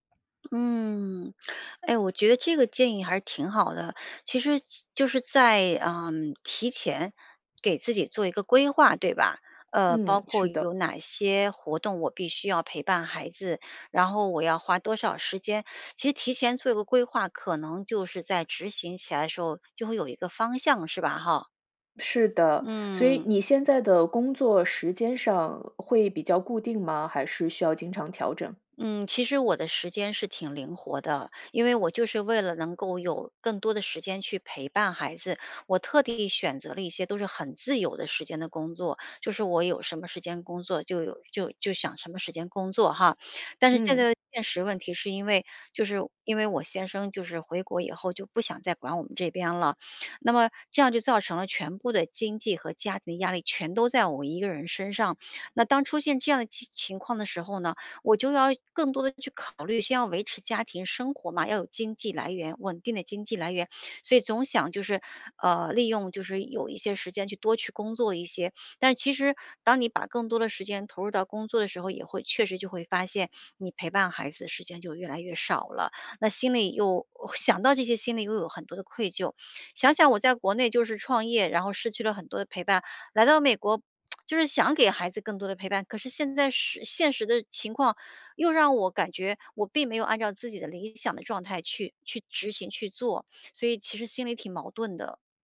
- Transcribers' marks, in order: tapping; tsk
- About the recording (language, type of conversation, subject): Chinese, advice, 我该如何兼顾孩子的活动安排和自己的工作时间？